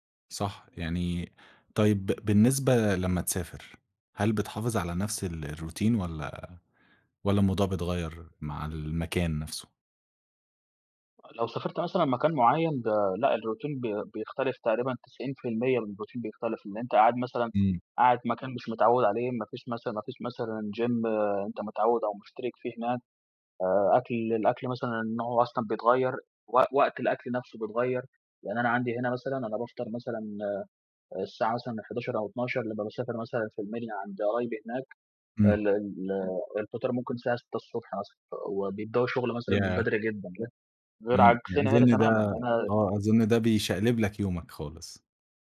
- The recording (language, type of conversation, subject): Arabic, podcast, إيه روتينك المعتاد الصبح؟
- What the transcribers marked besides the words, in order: in English: "الروتين"; other background noise; background speech; in English: "الروتين"; in English: "الروتين"; in English: "gym"